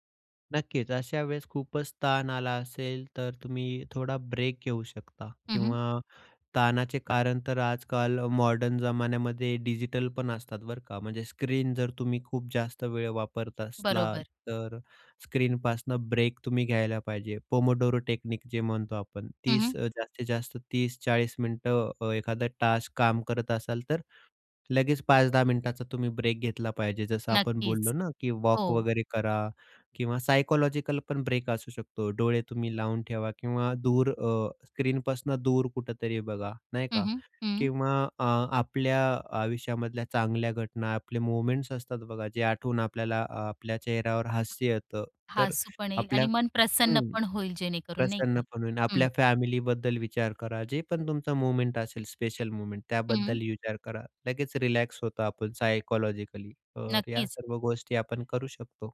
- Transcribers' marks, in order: "असला" said as "असलाल"; in Italian: "पोमोडोरो"; in English: "टेक्निक"; in English: "टास्क"; in English: "सायकॉलॉजिकल"; in English: "मोमेंट्स"; other background noise; "हसू" said as "हासू"; in English: "मोमेंट"; in English: "स्पेशल मोमेंट"; in English: "सायकॉलॉजिकली"
- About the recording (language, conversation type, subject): Marathi, podcast, तणाव हाताळण्यासाठी तुम्ही नेहमी काय करता?